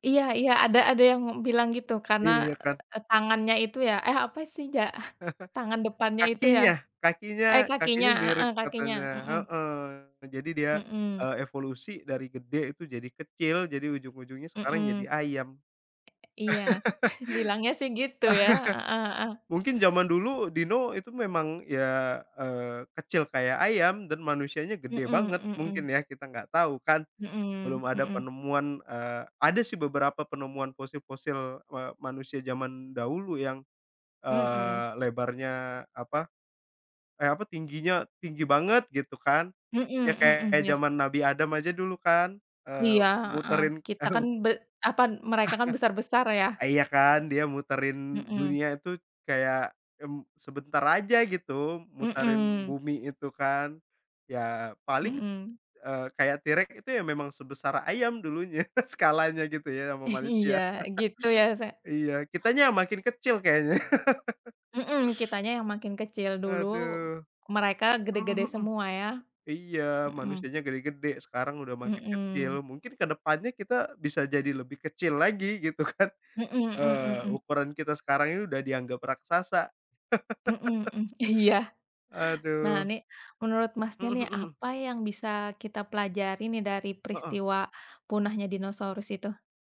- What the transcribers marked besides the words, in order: chuckle; tapping; laughing while speaking: "Bilangnya, sih, gitu, ya"; laugh; laughing while speaking: "kaum"; chuckle; other background noise; laughing while speaking: "dulunya, skalanya, gitu, ya, sama manusia"; laughing while speaking: "Iya"; chuckle; chuckle; inhale; laughing while speaking: "kan"; laughing while speaking: "Iya"; chuckle
- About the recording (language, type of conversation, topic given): Indonesian, unstructured, Apa hal paling mengejutkan tentang dinosaurus yang kamu ketahui?